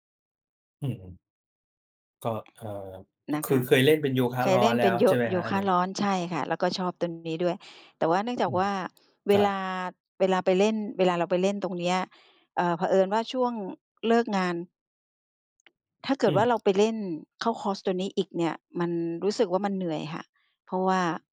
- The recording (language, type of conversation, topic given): Thai, advice, คุณสูญเสียแรงจูงใจและหยุดออกกำลังกายบ่อย ๆ เพราะอะไร?
- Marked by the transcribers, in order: tapping